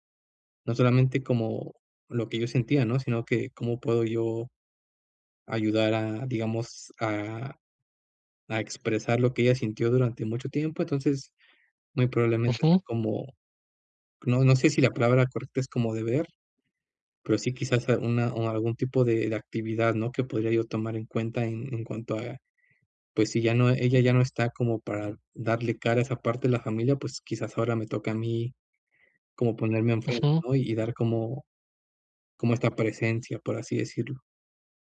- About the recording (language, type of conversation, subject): Spanish, advice, ¿Cómo ha influido una pérdida reciente en que replantees el sentido de todo?
- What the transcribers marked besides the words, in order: other background noise